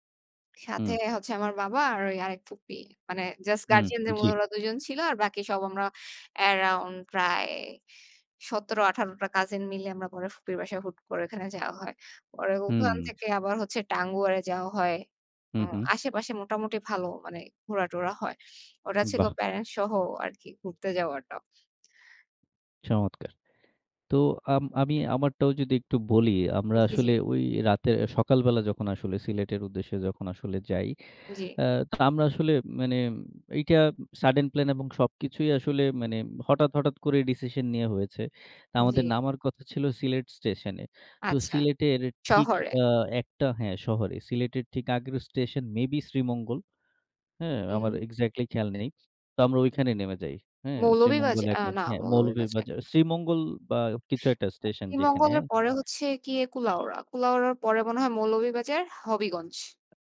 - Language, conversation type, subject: Bengali, unstructured, আপনি সর্বশেষ কোথায় বেড়াতে গিয়েছিলেন?
- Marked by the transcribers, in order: "মধ্যে" said as "মদ্ধে"; other background noise; horn; unintelligible speech